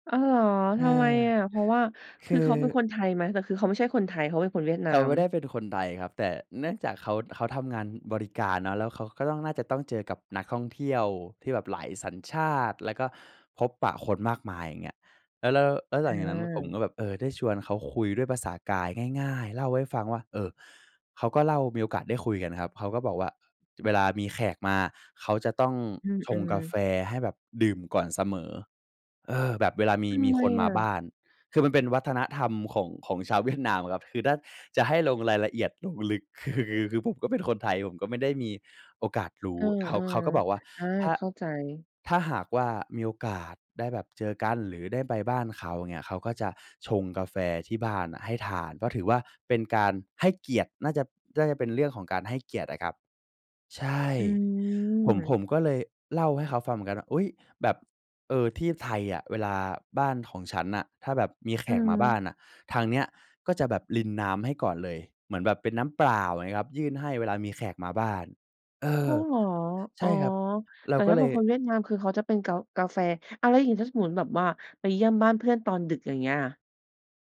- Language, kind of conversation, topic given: Thai, podcast, เคยมีประสบการณ์แลกเปลี่ยนวัฒนธรรมกับใครที่ทำให้ประทับใจไหม?
- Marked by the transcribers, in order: none